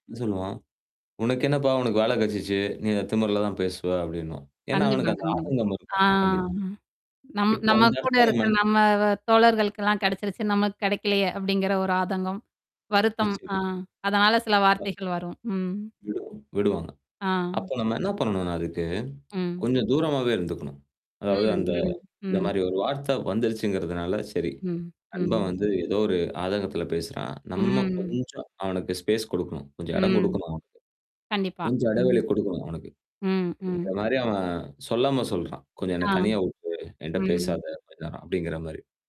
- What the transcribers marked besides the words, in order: "கிடைச்சிடுச்சு" said as "கெச்சிச்சு"; "அப்படின்னுவான்" said as "அப்படின்வான்"; distorted speech; drawn out: "ஆ"; "கிடைச்சிடுச்சு" said as "கெடைச்சிருச்சு"; "கிடைக்கலையே" said as "கெடைக்கலையே"; other background noise; mechanical hum; drawn out: "ம். ம்"; "மாதிரி" said as "மாரி"; drawn out: "ம்"; in English: "ஸ்பேஸ்"; "கொடுக்கணும்" said as "குடுக்கணும்"; "கொடுக்கணும்" said as "குடுக்கணும்"; "மாதிரி" said as "மாரி"; "விட்டுடு" said as "வுட்ரு"; "என்கிட்ட" said as "என்ட்ட"; "மாதிரி" said as "மாரி"
- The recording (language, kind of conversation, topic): Tamil, podcast, நண்பர்களிடம் இடைவெளி வேண்டும் என்று எப்படிச் சொல்லலாம்?